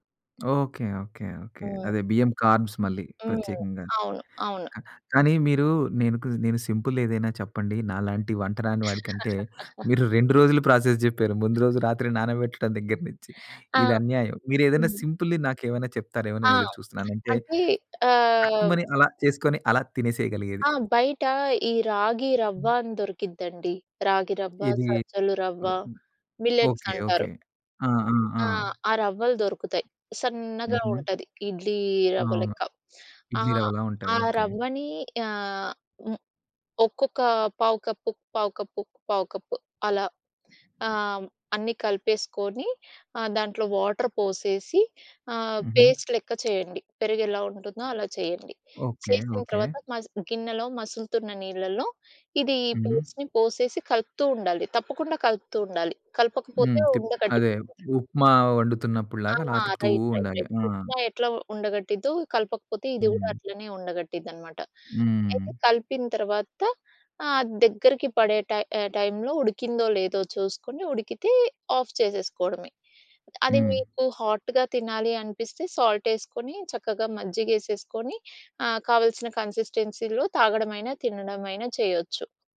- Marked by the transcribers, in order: tapping; in English: "కార్బ్‌స్"; in English: "సింపుల్"; chuckle; in English: "ప్రాసెస్"; in English: "సింపుల్‌వి"; other background noise; unintelligible speech; in English: "మిల్లెట్స్"; in English: "వాటర్"; in English: "పేస్ట్"; in English: "పేస్ట్‌ని"; in English: "రైట్, రైట్, రైట్!"; in English: "ఆఫ్"; in English: "హాట్‌గా"; in English: "సాల్ట్"; in English: "కన్సిస్టెన్సీ‌లో"
- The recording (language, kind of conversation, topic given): Telugu, podcast, మీ ఇంటి ప్రత్యేక వంటకం ఏది?